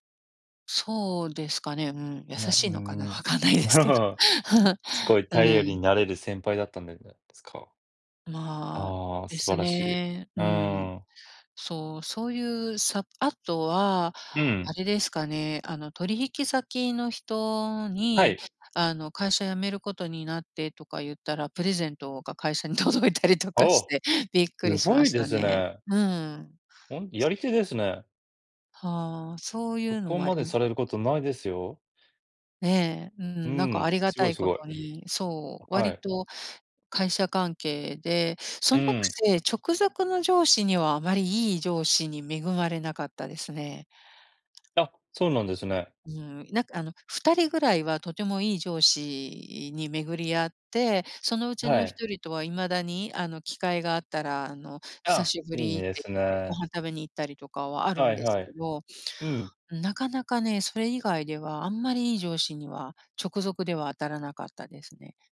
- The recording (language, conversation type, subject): Japanese, unstructured, 仕事中に経験した、嬉しいサプライズは何ですか？
- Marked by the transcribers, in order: laugh; laughing while speaking: "分かんないですけど"; chuckle; laughing while speaking: "届いたりとかして"; other background noise; tapping